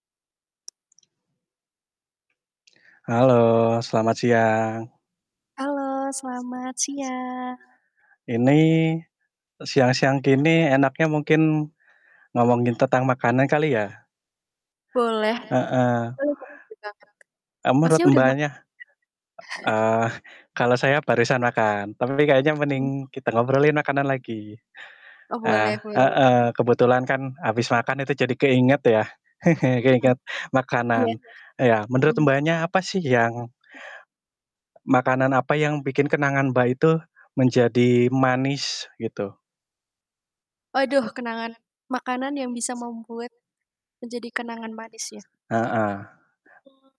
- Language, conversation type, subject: Indonesian, unstructured, Apa kenangan paling manis Anda tentang makanan keluarga?
- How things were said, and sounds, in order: other background noise; tapping; background speech; unintelligible speech; chuckle; distorted speech; static; unintelligible speech; chuckle; unintelligible speech